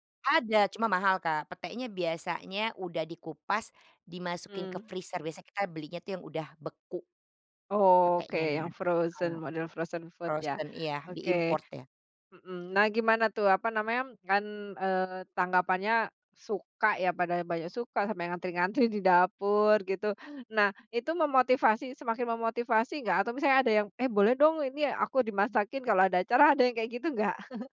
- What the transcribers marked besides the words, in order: in English: "freezer"; in English: "frozen"; in English: "frozen food"; in English: "Frozen"; chuckle
- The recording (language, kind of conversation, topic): Indonesian, podcast, Bagaimana cara Anda merayakan warisan budaya dengan bangga?